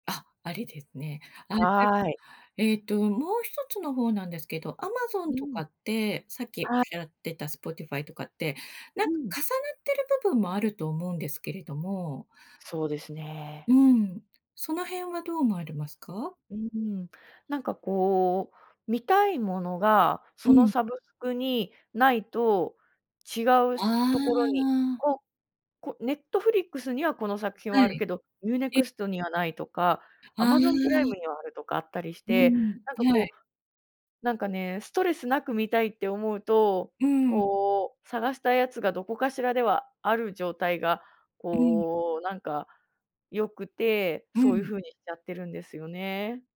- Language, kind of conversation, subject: Japanese, advice, 定期購読やサブスクリプションが多すぎて、どれを解約すべきか迷っていますか？
- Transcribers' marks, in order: drawn out: "ああ"; drawn out: "ああ"